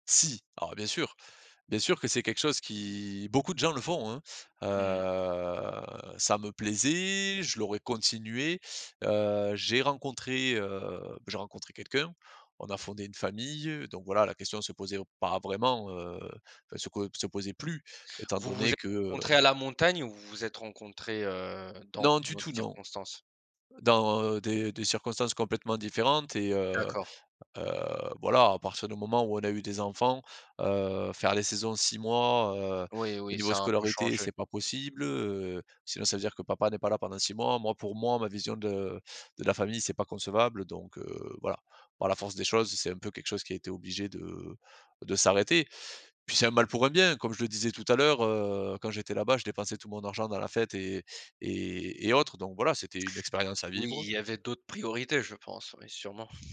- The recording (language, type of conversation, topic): French, podcast, Quel souvenir d’enfance te revient tout le temps ?
- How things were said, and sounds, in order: drawn out: "Heu"; stressed: "plus"